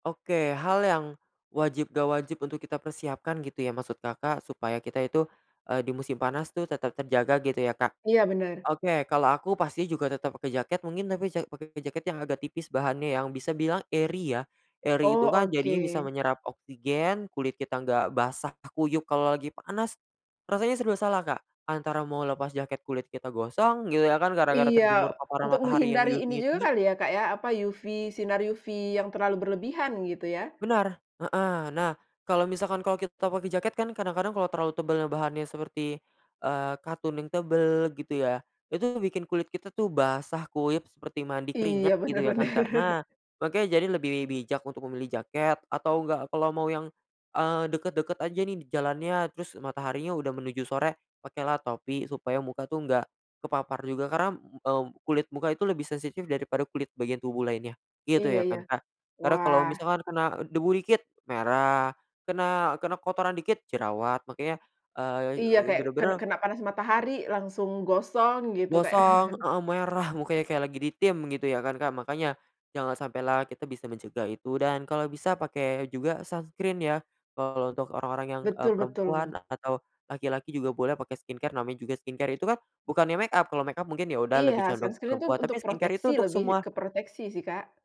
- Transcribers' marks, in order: in English: "airy"; in English: "airy"; laughing while speaking: "benar-benar"; chuckle; tapping; chuckle; in English: "sunscreen"; in English: "skincare"; in English: "skincare"; in English: "sunscreen"; in English: "skincare"
- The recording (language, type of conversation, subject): Indonesian, podcast, Apa saja tanda alam sederhana yang menunjukkan musim akan segera berubah?
- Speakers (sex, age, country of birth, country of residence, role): female, 35-39, Indonesia, Indonesia, host; male, 20-24, Indonesia, Indonesia, guest